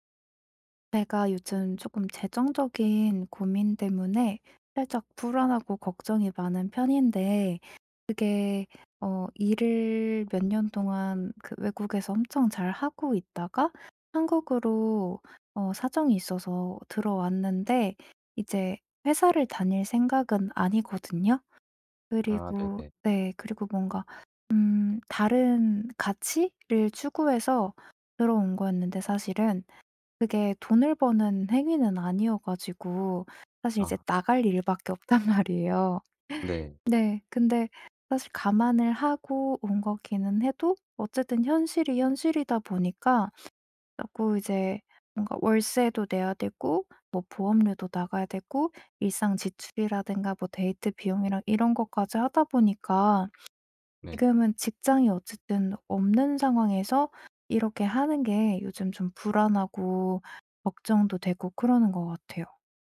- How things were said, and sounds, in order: other background noise; laughing while speaking: "없단"; sniff
- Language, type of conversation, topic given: Korean, advice, 재정 걱정 때문에 계속 불안하고 걱정이 많은데 어떻게 해야 하나요?